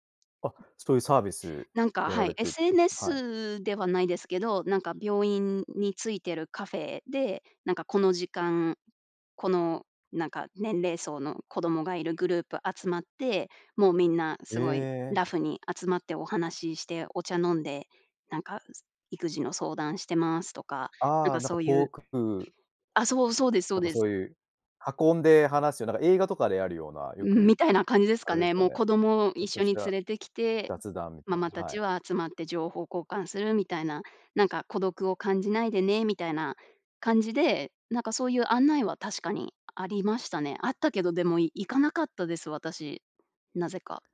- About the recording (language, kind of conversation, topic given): Japanese, podcast, 孤立を感じた経験はありますか？
- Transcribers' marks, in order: none